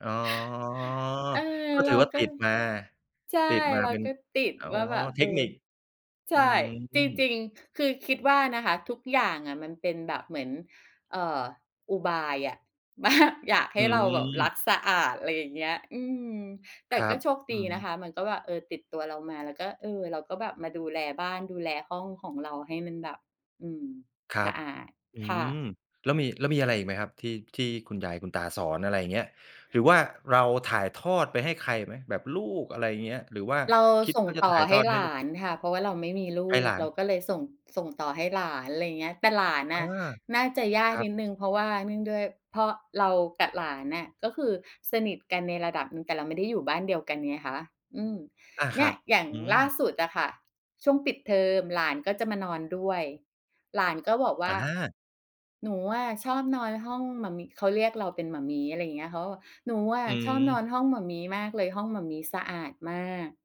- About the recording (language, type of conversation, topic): Thai, podcast, การใช้ชีวิตอยู่กับปู่ย่าตายายส่งผลต่อคุณอย่างไร?
- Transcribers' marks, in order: laughing while speaking: "แบบ"; tapping; other background noise